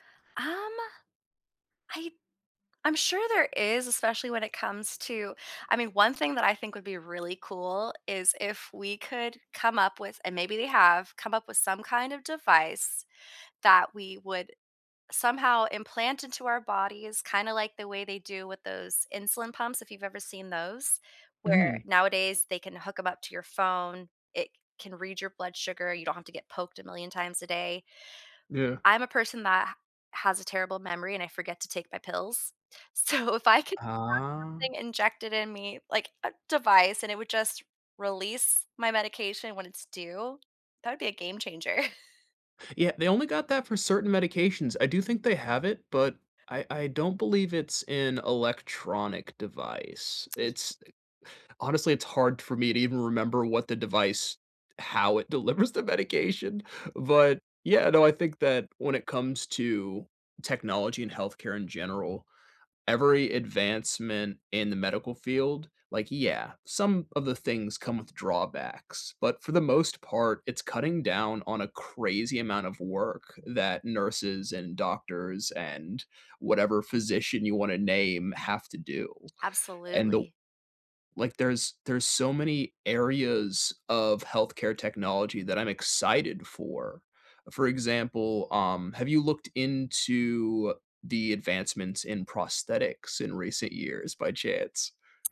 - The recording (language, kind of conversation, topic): English, unstructured, What role do you think technology plays in healthcare?
- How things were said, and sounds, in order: tapping; laughing while speaking: "So"; laugh; lip smack; laughing while speaking: "delivers"